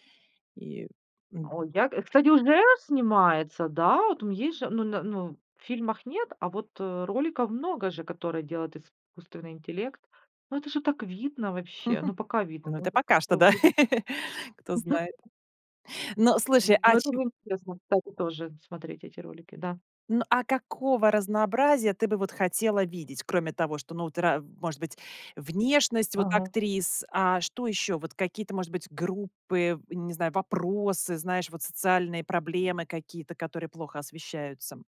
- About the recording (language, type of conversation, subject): Russian, podcast, Насколько важно разнообразие в кино и сериалах?
- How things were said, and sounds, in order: chuckle; laugh; unintelligible speech; tapping